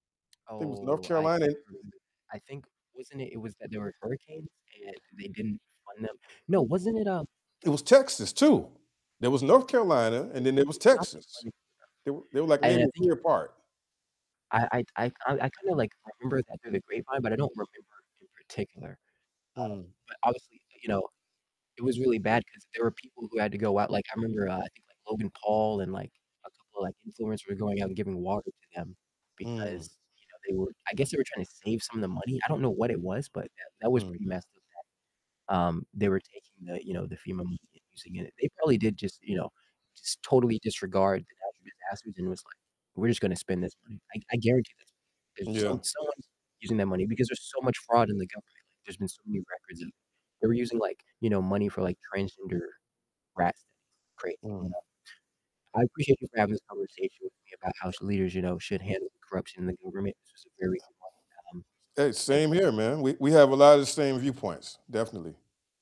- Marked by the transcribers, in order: distorted speech; static; tapping; unintelligible speech; other background noise
- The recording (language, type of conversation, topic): English, unstructured, How should leaders address corruption in government?
- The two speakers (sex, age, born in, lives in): male, 20-24, United States, United States; male, 55-59, United States, United States